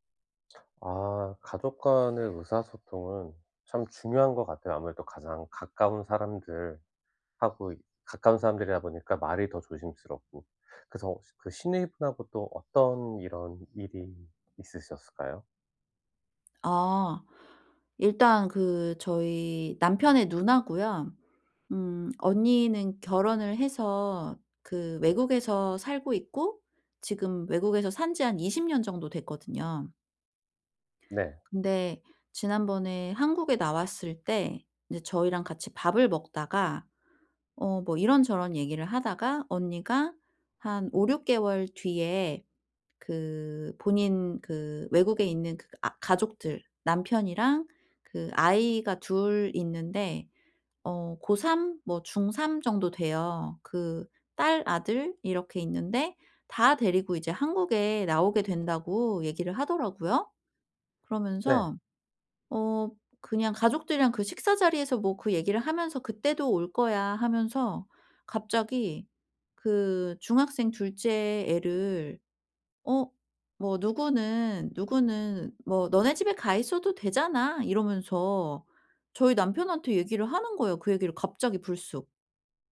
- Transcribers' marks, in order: tapping; other background noise; put-on voice: "너네 집에 가 있어도 되잖아"
- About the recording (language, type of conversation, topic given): Korean, advice, 이사할 때 가족 간 갈등을 어떻게 줄일 수 있을까요?